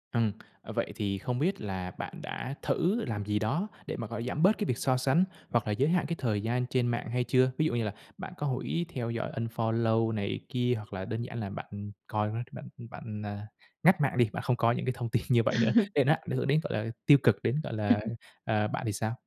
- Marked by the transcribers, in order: other background noise; in English: "unfollow"; laughing while speaking: "tin"; laugh; laugh
- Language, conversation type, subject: Vietnamese, advice, Bạn cảm thấy căng thẳng như thế nào khi so sánh cơ thể mình với người khác trên mạng?